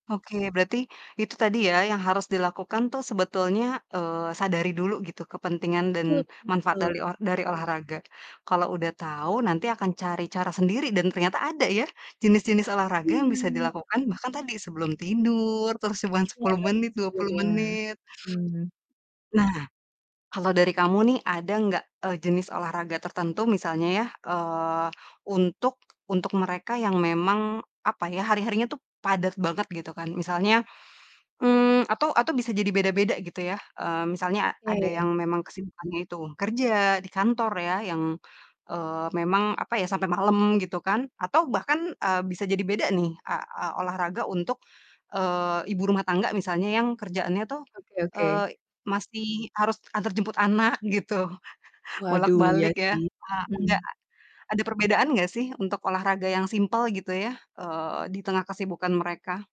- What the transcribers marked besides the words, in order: mechanical hum; distorted speech; laughing while speaking: "anak gitu"
- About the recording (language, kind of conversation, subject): Indonesian, podcast, Kebiasaan olahraga apa yang menurut kamu paling cocok untuk orang yang sibuk?